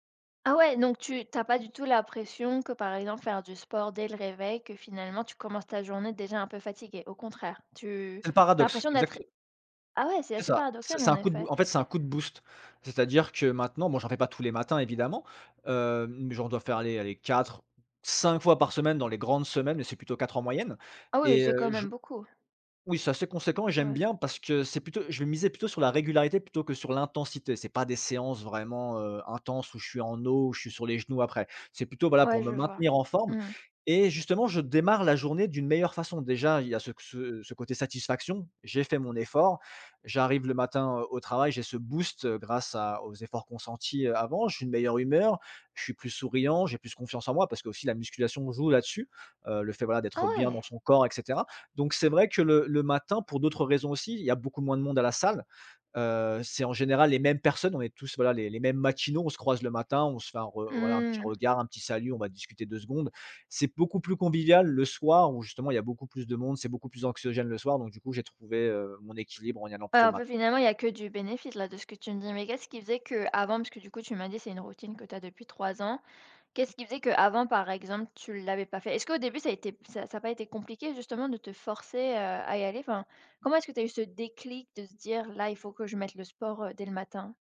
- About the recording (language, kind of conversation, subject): French, podcast, Peux-tu me raconter ta routine du matin, du réveil jusqu’au moment où tu pars ?
- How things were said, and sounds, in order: other background noise